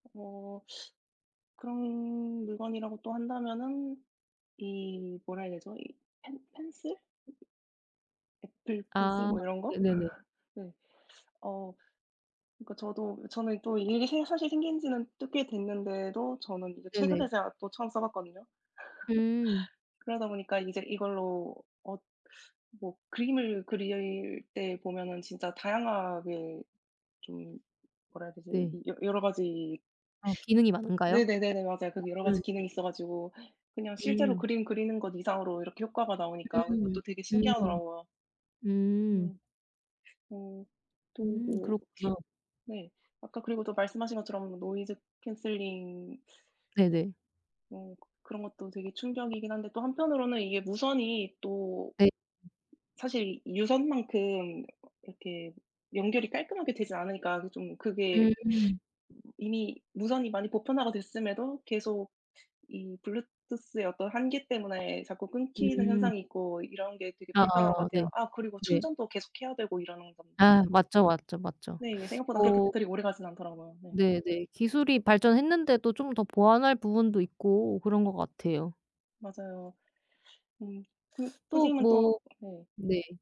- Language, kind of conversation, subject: Korean, unstructured, 기술이 우리 일상생활을 어떻게 바꾸고 있다고 생각하시나요?
- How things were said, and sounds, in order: other background noise; tapping; laugh; laugh